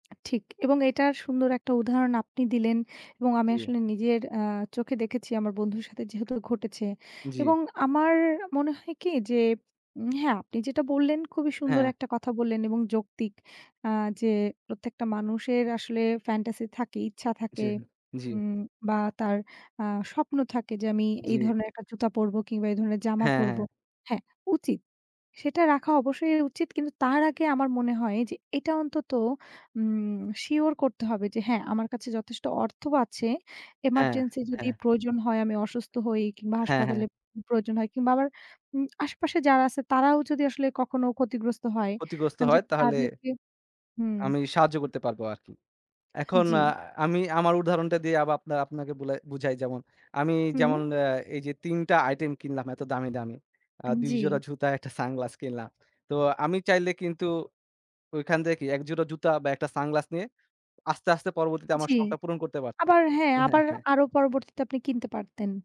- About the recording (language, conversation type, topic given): Bengali, unstructured, টাকা খরচ করার সময় আপনার মতে সবচেয়ে বড় ভুল কী?
- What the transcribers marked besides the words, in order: tapping; in English: "fantasy"; "উচিত" said as "উচি"; scoff; bird